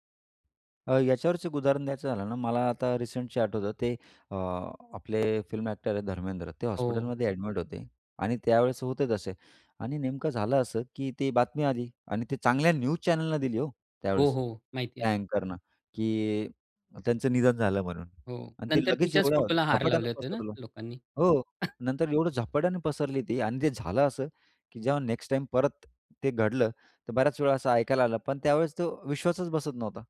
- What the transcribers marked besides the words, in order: tapping; other noise; in English: "फिल्म"; in English: "न्यूज चॅनलनं"; chuckle
- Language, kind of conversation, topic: Marathi, podcast, ऑनलाइन खोटी माहिती तुम्ही कशी ओळखता?